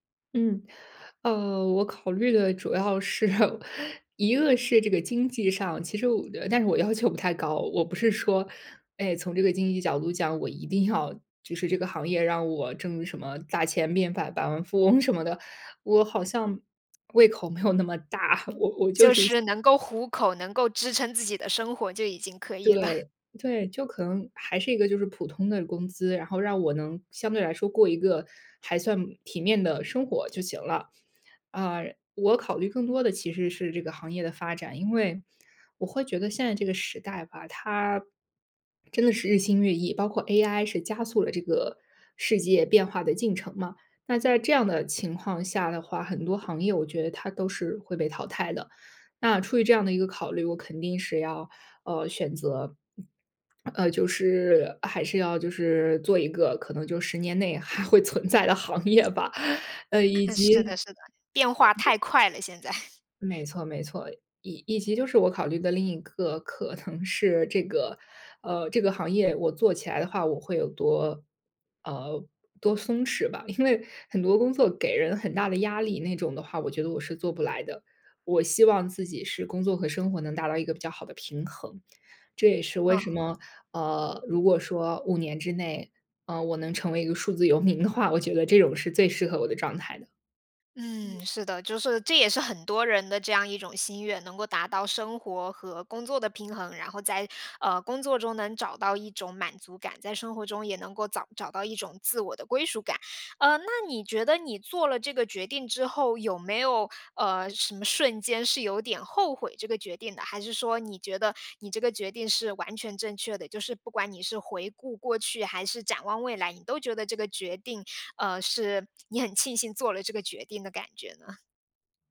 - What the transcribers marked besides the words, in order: chuckle; laughing while speaking: "要求不太高"; laughing while speaking: "什么的"; lip smack; laughing while speaking: "没有那么大，我 我就是一些"; laughing while speaking: "了"; swallow; swallow; laughing while speaking: "还会存在的行业吧"; chuckle; other noise; laughing while speaking: "现在"; laughing while speaking: "能是"; laughing while speaking: "因为"; laughing while speaking: "的话"; "找" said as "早"; lip smack; laughing while speaking: "呢？"
- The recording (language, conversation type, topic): Chinese, podcast, 做决定前你会想五年后的自己吗？